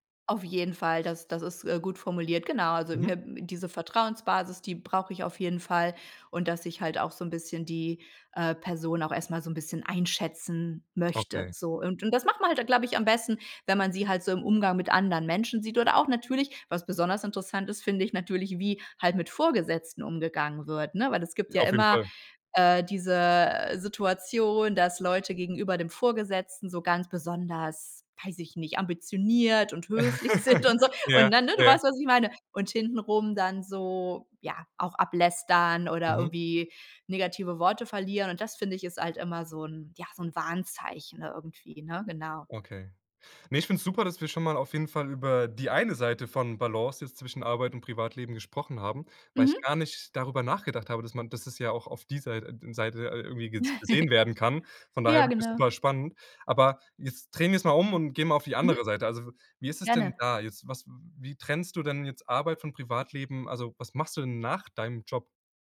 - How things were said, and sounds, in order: laugh; laugh
- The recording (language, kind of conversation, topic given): German, podcast, Wie schaffst du die Balance zwischen Arbeit und Privatleben?